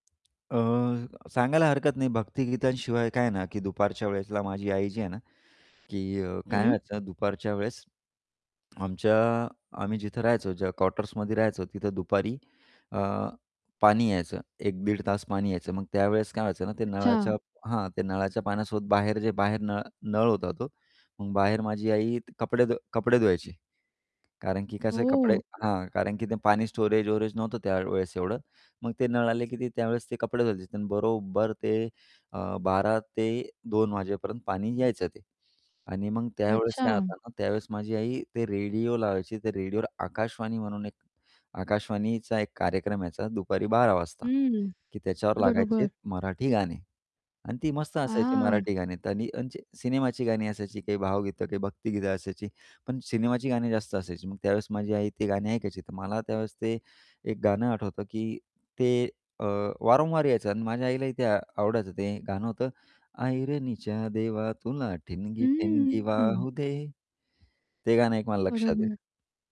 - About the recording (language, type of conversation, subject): Marathi, podcast, कुटुंबात गायली जाणारी गाणी ऐकली की तुम्हाला काय आठवतं?
- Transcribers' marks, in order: tapping; static; other background noise; singing: "ऐरणीच्या देवा तुला ठिणगी ठिणगी वाहू दे"; distorted speech